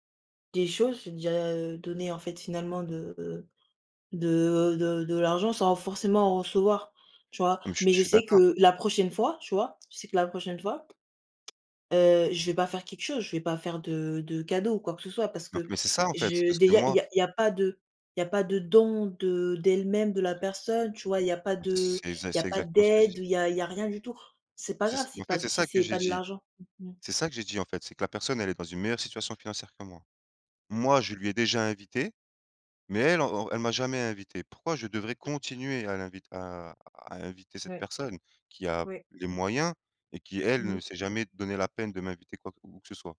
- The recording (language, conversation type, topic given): French, unstructured, Que ressens-tu quand tu dois refuser quelque chose pour des raisons d’argent ?
- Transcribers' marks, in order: tapping; unintelligible speech; other background noise; unintelligible speech